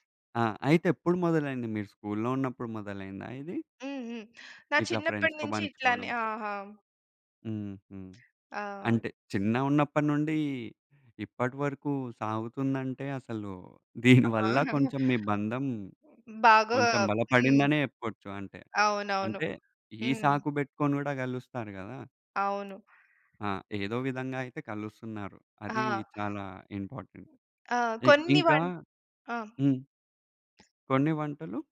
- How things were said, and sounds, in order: in English: "ఫ్రెండ్స్‌తో"; other background noise; giggle; in English: "ఇంపార్టెంట్"
- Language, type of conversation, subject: Telugu, podcast, వంటకాన్ని పంచుకోవడం మీ సామాజిక సంబంధాలను ఎలా బలోపేతం చేస్తుంది?